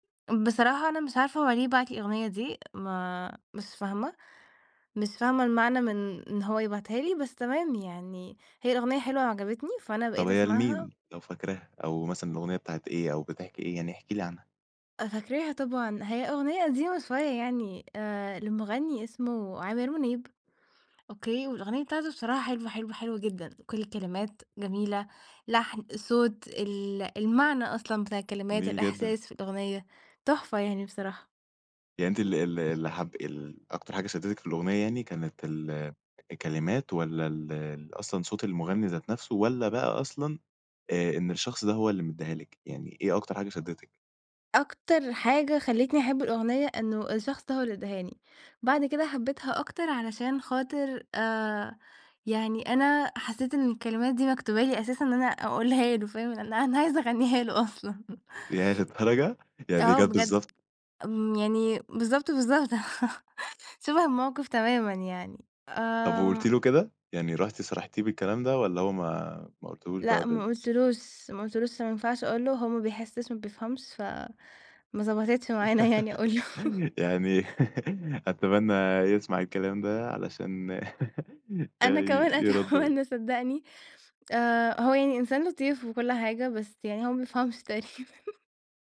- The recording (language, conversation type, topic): Arabic, podcast, أنهي أغنية بتحسّ إنها بتعبّر عنك أكتر؟
- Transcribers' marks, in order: tapping; other background noise; laughing while speaking: "ياه للدرجةّ! يعني دي جات بالضبط"; laughing while speaking: "أن أنا عايزة أغنيهاله أصلًا"; laughing while speaking: "بالضبط بالضبط! شبه الموقف تمامًا يعني"; laugh; laughing while speaking: "ما ضبطتش معانا، يعني أقول له"; laugh; laughing while speaking: "يعني أتمنى يسمع الكلام ده علشان يرد و"; laugh; laughing while speaking: "أتمنى صدّقني"; laughing while speaking: "تقريبًا"; laugh